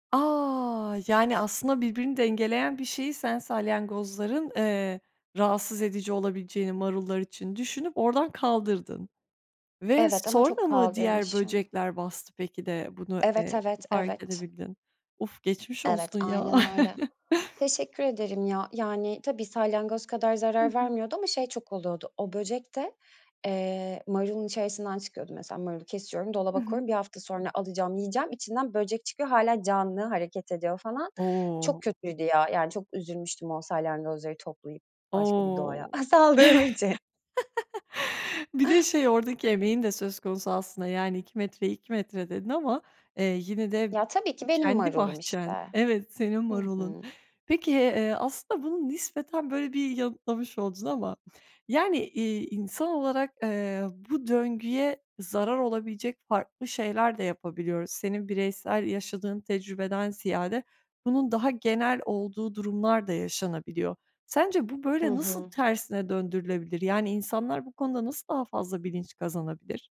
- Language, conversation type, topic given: Turkish, podcast, Arıların ve böceklerin doğadaki rolünü nasıl anlatırsın?
- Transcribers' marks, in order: drawn out: "A!"; tapping; other background noise; chuckle; laugh; laughing while speaking: "saldığım için"; chuckle